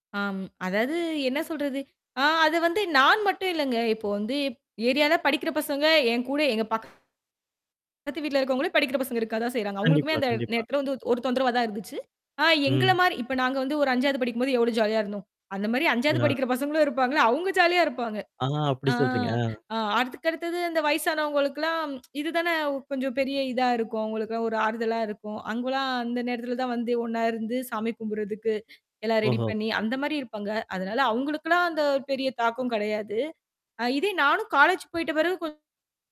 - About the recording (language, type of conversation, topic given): Tamil, podcast, பண்டிகைகள் மற்றும் விழாக்களில் ஒலிக்கும் இசை உங்களுக்கு என்ன தாக்கத்தை அளித்தது?
- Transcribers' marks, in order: mechanical hum; distorted speech; tsk